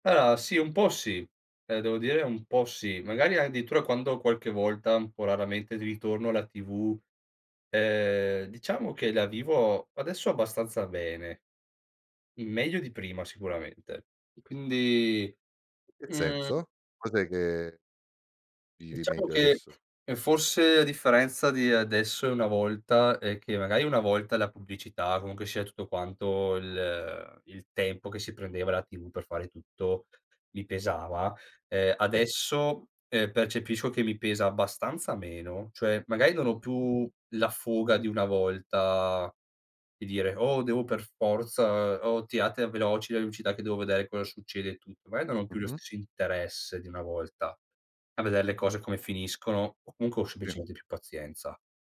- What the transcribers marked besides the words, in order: "Allora" said as "alaa"; other background noise; "pubblicità" said as "pulicità"
- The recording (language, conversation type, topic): Italian, podcast, Quale esperienza mediatica vorresti rivivere e perché?